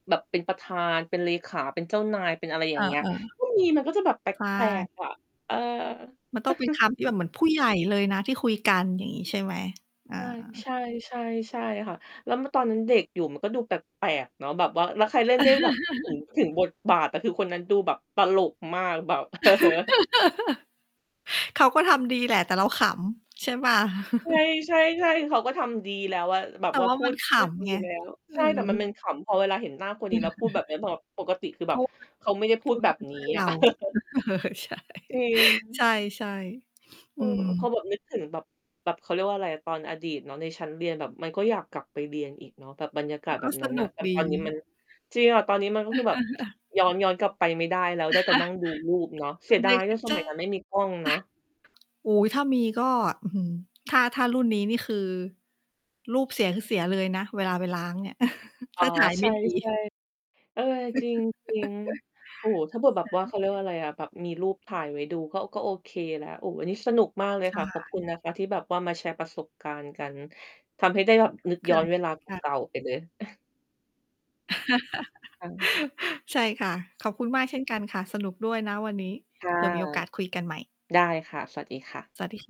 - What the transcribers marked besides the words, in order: tapping; static; chuckle; other background noise; laugh; distorted speech; laugh; chuckle; laugh; laughing while speaking: "ใช่"; chuckle; tsk; laugh; laugh; chuckle; chuckle; laugh
- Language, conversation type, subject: Thai, unstructured, ชั้นเรียนที่คุณเคยเรียนมา ชั้นไหนสนุกที่สุด?